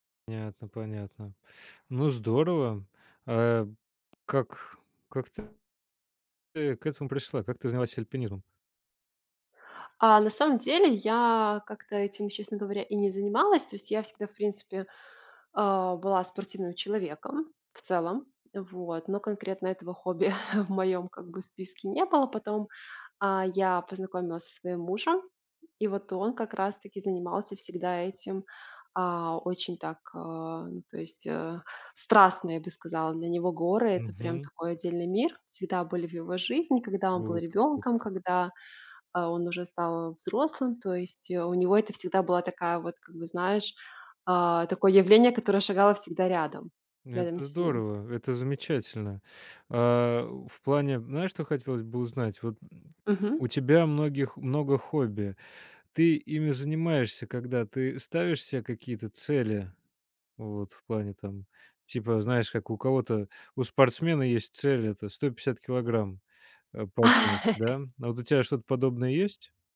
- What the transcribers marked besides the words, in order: tapping; chuckle; laugh
- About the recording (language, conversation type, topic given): Russian, podcast, Какие планы или мечты у тебя связаны с хобби?